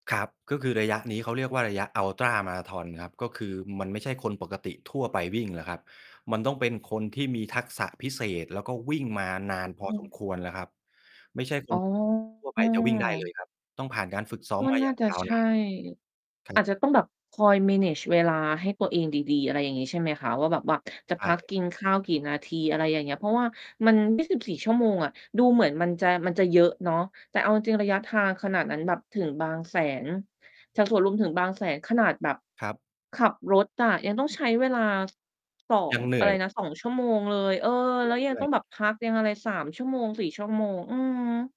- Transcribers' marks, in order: mechanical hum; distorted speech; in English: "manage"
- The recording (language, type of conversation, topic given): Thai, podcast, คุณช่วยเล่าเหตุการณ์หนึ่งที่เปลี่ยนชีวิตคุณให้ฟังได้ไหม?